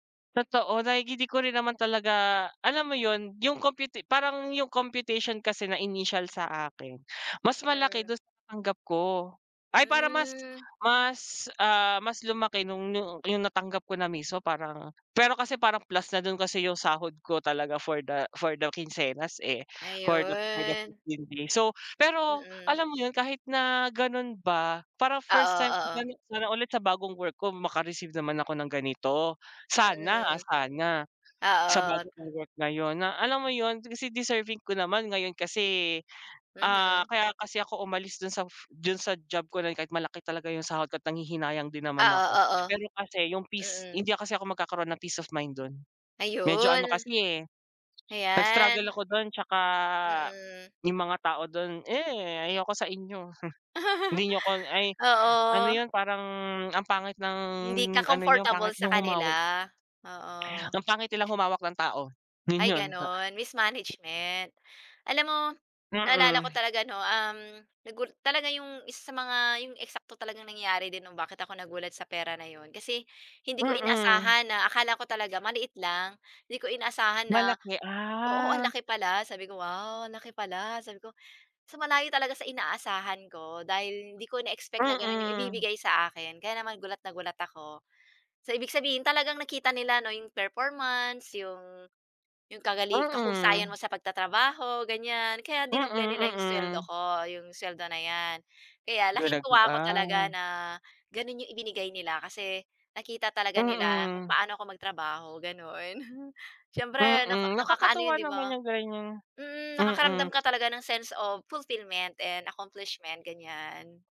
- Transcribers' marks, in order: drawn out: "Ayun"; unintelligible speech; chuckle; tapping; in English: "mismanagement"; chuckle; in English: "sense of fulfillment and accomplishment"
- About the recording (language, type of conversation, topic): Filipino, unstructured, Ano ang pinakanakakagulat na nangyari sa’yo dahil sa pera?